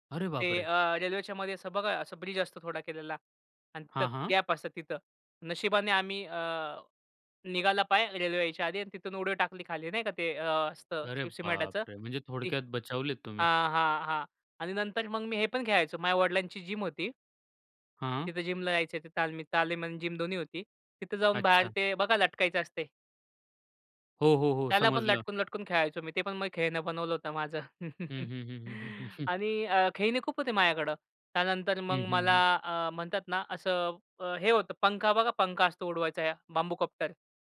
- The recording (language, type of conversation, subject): Marathi, podcast, बालपणी तुला कोणत्या खेळण्यांसोबत वेळ घालवायला सर्वात जास्त आवडायचं?
- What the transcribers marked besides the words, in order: in English: "सिमेंटच"; tapping; in English: "जिम"; in English: "जिमला"; in English: "जिम"; chuckle